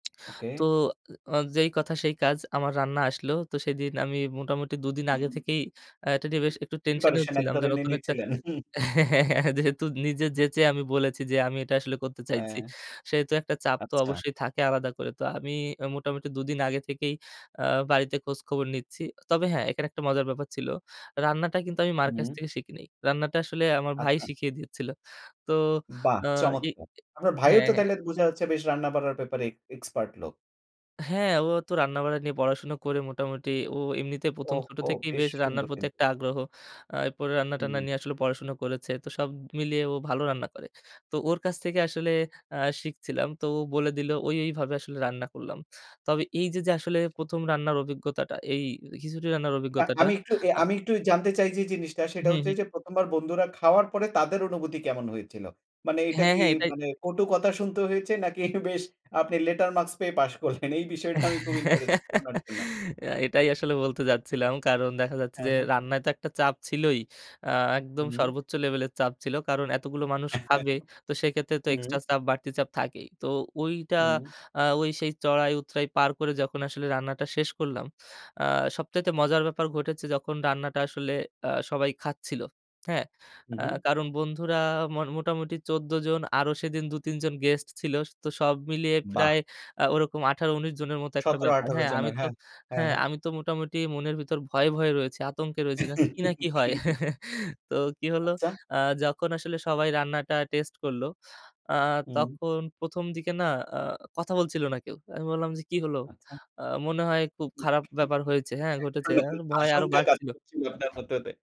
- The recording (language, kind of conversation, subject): Bengali, podcast, রান্না আপনার কাছে কী মানে রাখে, সেটা কি একটু শেয়ার করবেন?
- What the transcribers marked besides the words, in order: other background noise; laughing while speaking: "হ্যাঁ, হ্যাঁ, হ্যাঁ"; chuckle; laughing while speaking: "নাকি বেশ"; laughing while speaking: "করলেন? এই বিষয়টা"; laugh; chuckle; laugh; chuckle; chuckle; unintelligible speech